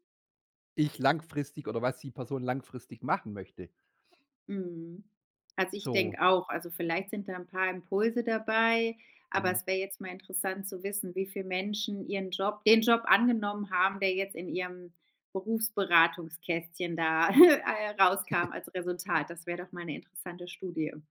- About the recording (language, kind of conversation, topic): German, podcast, Wie findest du eine Arbeit, die dich erfüllt?
- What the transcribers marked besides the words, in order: chuckle; giggle